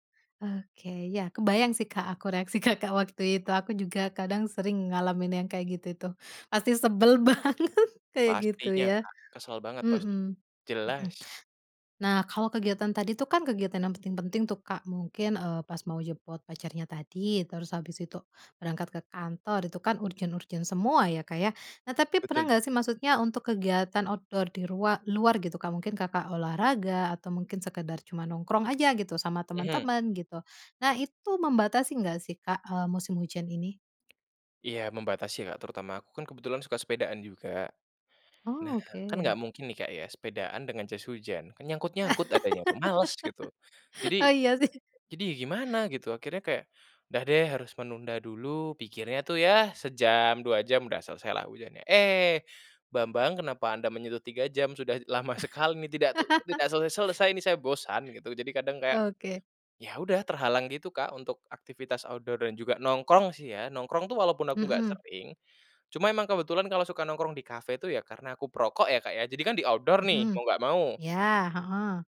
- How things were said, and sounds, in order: chuckle; laughing while speaking: "banget"; other background noise; in English: "outdoor"; laugh; laughing while speaking: "Oh iya sih"; laugh; in English: "outdoor"; in English: "outdoor"
- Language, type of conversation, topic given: Indonesian, podcast, Bagaimana musim hujan memengaruhi kegiatanmu sehari-hari?